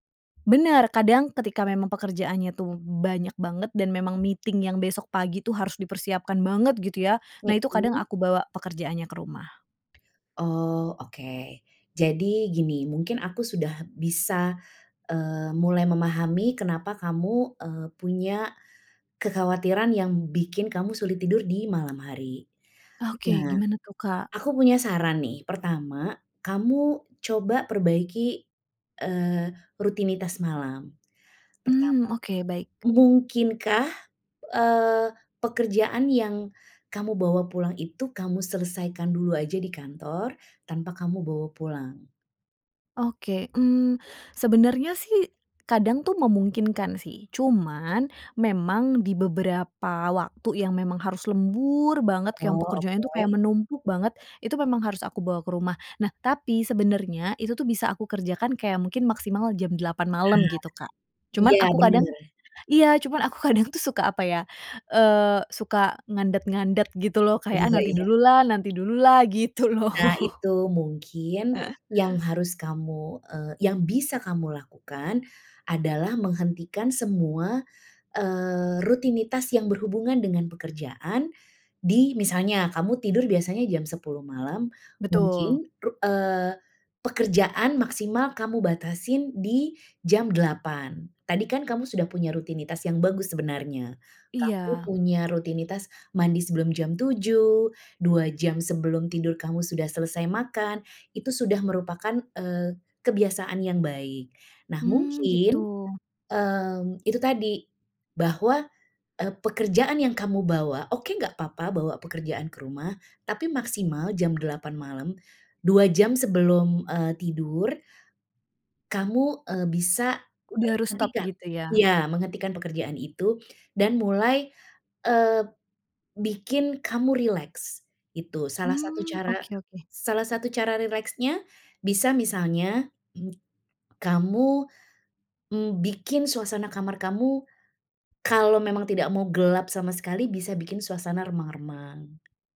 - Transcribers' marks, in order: in English: "meeting"; tapping; other background noise; laughing while speaking: "kadang tuh"; laughing while speaking: "loh"; laugh; throat clearing
- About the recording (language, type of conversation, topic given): Indonesian, advice, Bagaimana kekhawatiran yang terus muncul membuat Anda sulit tidur?